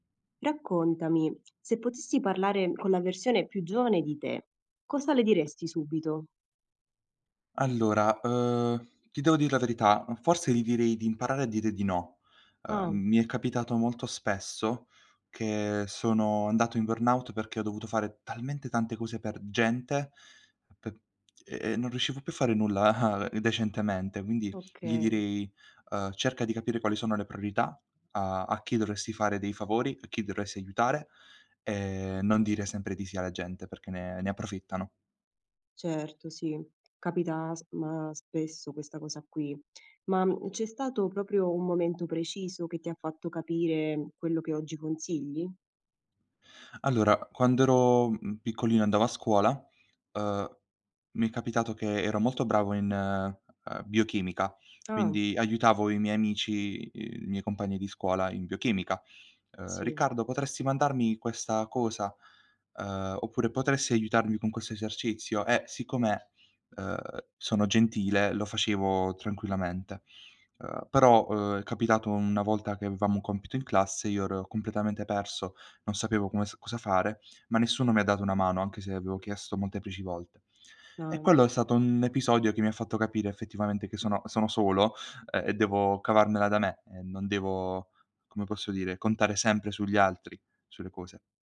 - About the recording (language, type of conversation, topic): Italian, podcast, Quale consiglio daresti al tuo io più giovane?
- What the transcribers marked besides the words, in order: in English: "burnout"; scoff